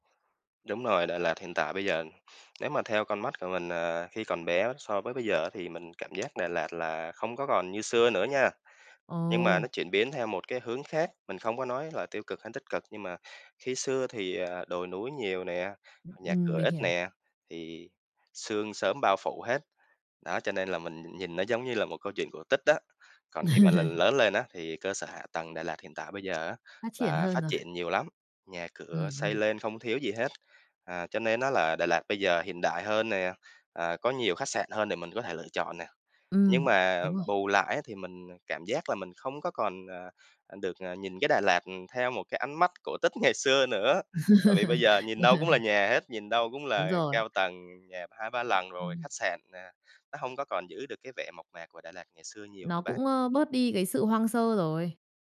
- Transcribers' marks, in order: tapping; laugh; other background noise; laughing while speaking: "ngày"; laugh
- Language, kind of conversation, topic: Vietnamese, podcast, Bạn muốn giới thiệu địa điểm thiên nhiên nào ở Việt Nam cho bạn bè?